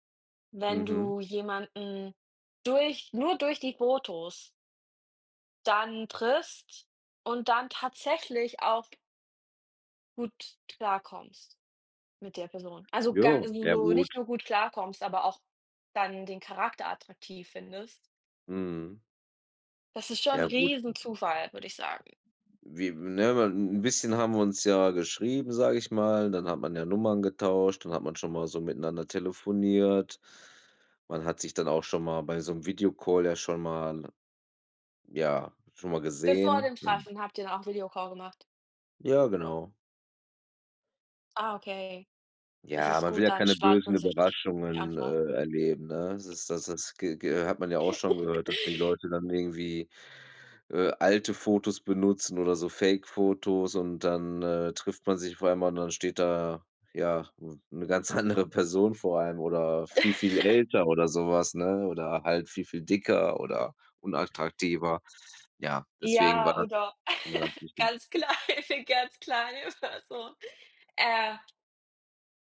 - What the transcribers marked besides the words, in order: tapping; unintelligible speech; other noise; chuckle; laughing while speaking: "andere"; chuckle; other background noise; chuckle; laughing while speaking: "ganz klar, ganz klar, ist das so"
- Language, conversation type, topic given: German, unstructured, Wie reagierst du, wenn dein Partner nicht ehrlich ist?